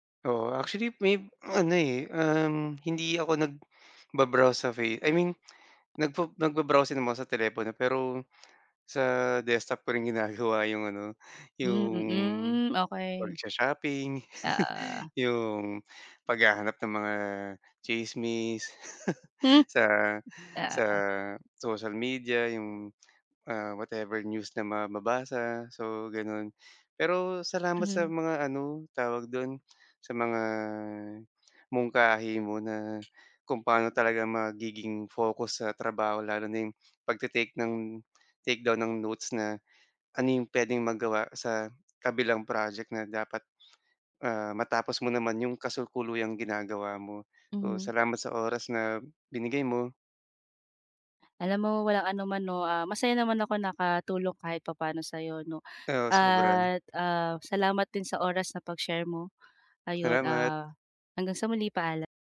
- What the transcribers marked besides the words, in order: tapping; chuckle; chuckle; other noise; "kasalukuyang" said as "kasukuluyang"
- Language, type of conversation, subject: Filipino, advice, Paano ko mapapanatili ang pokus sa kasalukuyan kong proyekto?